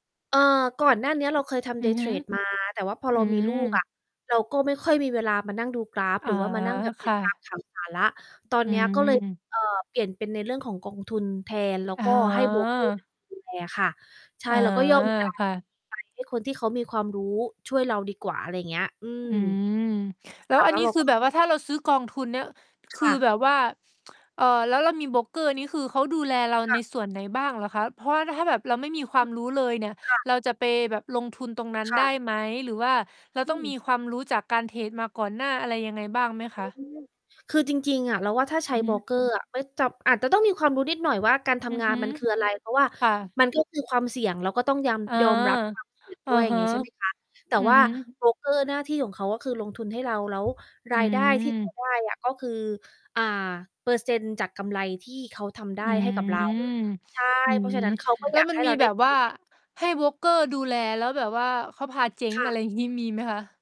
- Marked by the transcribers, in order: in English: "Day trade"; distorted speech; mechanical hum; tapping; sniff; laughing while speaking: "งี้"
- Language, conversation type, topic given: Thai, unstructured, ควรเริ่มวางแผนการเงินตั้งแต่อายุเท่าไหร่?